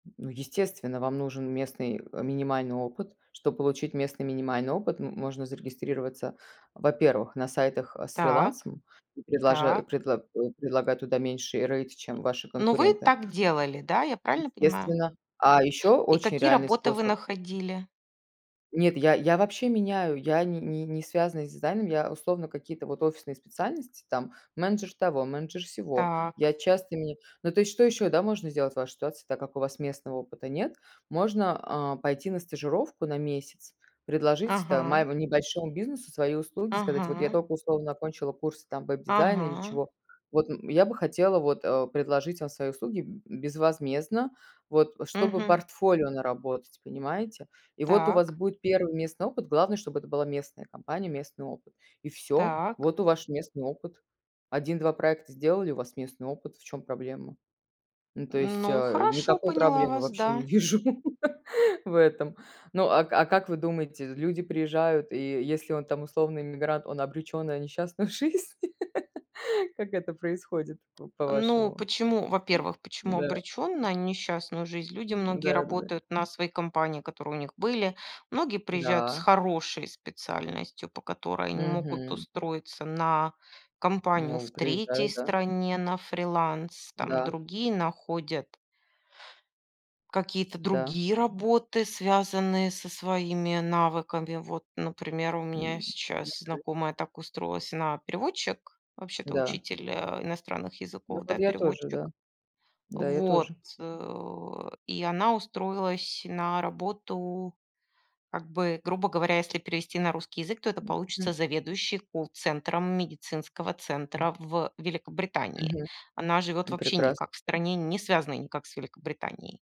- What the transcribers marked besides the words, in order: tapping; other background noise; laugh; laugh; other noise; background speech; unintelligible speech; grunt
- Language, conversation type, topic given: Russian, unstructured, Как ты видишь свою жизнь через десять лет?